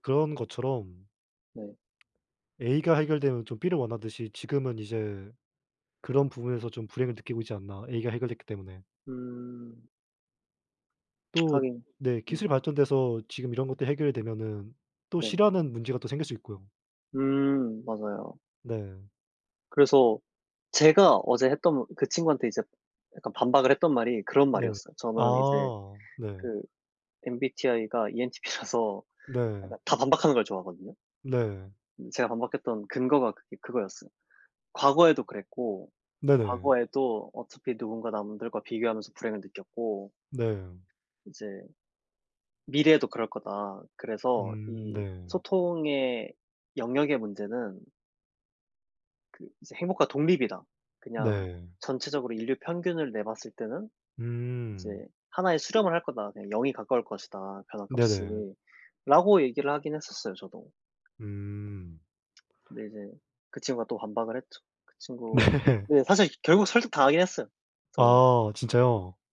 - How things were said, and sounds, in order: other background noise; tsk; laughing while speaking: "ENTP라서"; tsk; laughing while speaking: "네"
- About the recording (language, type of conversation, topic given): Korean, unstructured, 돈과 행복은 어떤 관계가 있다고 생각하나요?